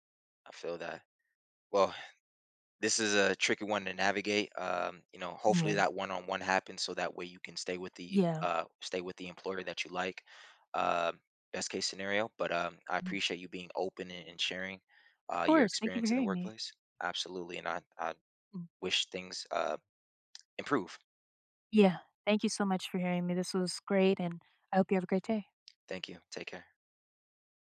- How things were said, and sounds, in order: none
- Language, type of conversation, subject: English, advice, How can I cope with workplace bullying?
- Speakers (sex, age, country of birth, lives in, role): female, 30-34, United States, United States, user; male, 30-34, United States, United States, advisor